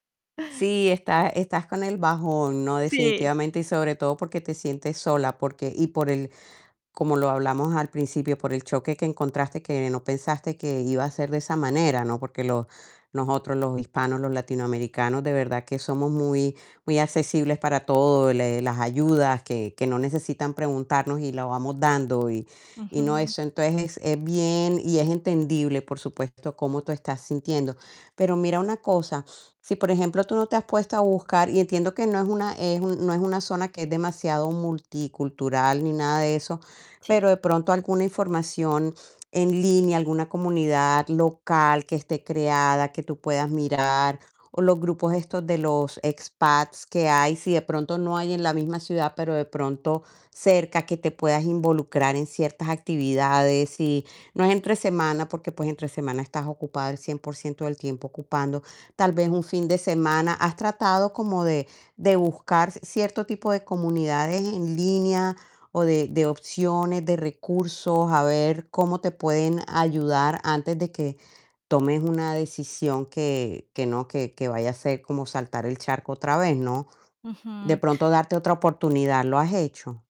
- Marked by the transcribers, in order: static
- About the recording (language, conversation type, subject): Spanish, advice, ¿Cómo has vivido el choque cultural al mudarte a otro país?